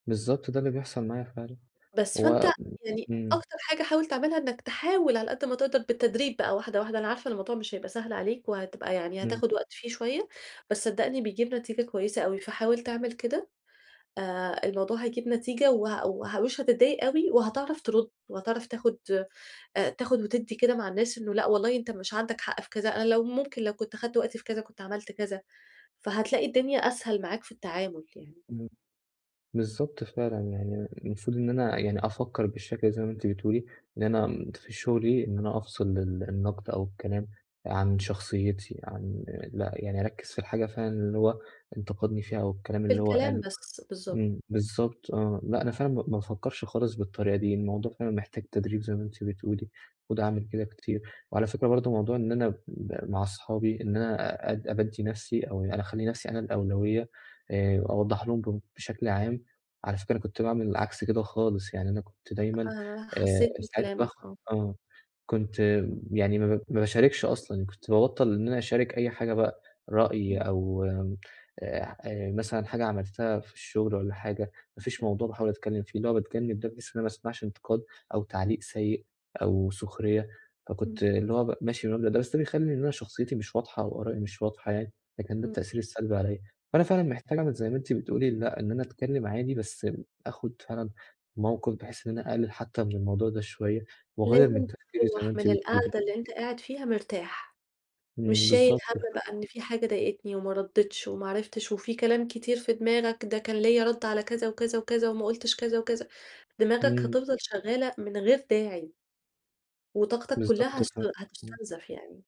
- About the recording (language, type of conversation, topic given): Arabic, advice, إزاي أتعامل مع النقد والتعليقات بشكل بنّاء في الشغل؟
- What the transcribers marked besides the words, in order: other background noise; unintelligible speech; unintelligible speech